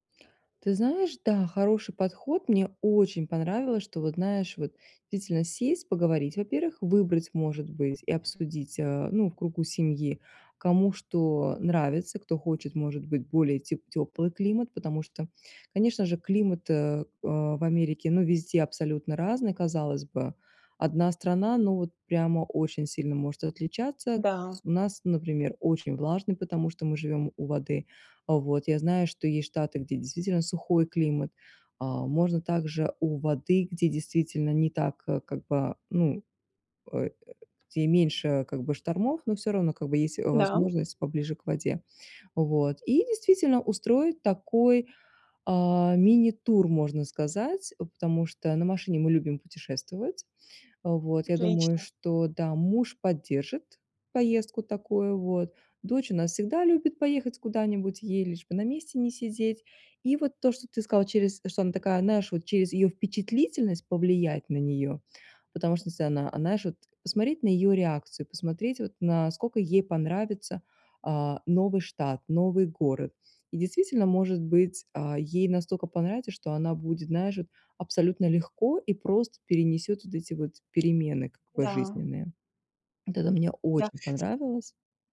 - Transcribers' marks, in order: tapping
- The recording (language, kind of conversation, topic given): Russian, advice, Как справиться с тревогой из-за мировых новостей?